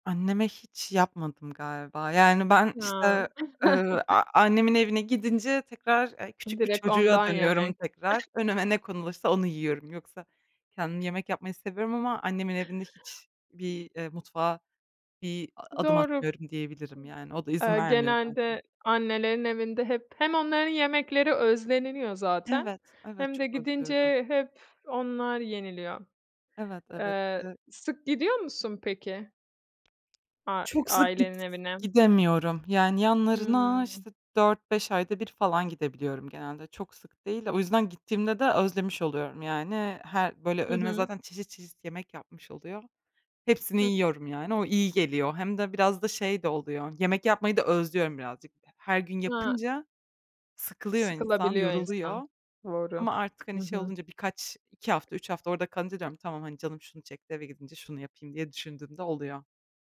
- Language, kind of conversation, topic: Turkish, podcast, Yemek yapma rutinin nasıl?
- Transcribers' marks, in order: other background noise; chuckle; tapping; chuckle; other noise; "özleniliyor" said as "özneniniyor"; unintelligible speech; drawn out: "yanlarına"